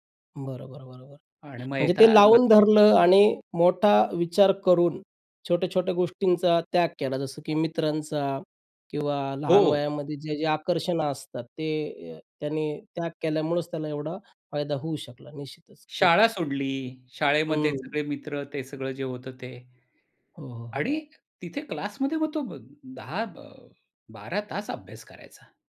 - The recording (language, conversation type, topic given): Marathi, podcast, थोडा त्याग करून मोठा फायदा मिळवायचा की लगेच फायदा घ्यायचा?
- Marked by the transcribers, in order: other background noise; other noise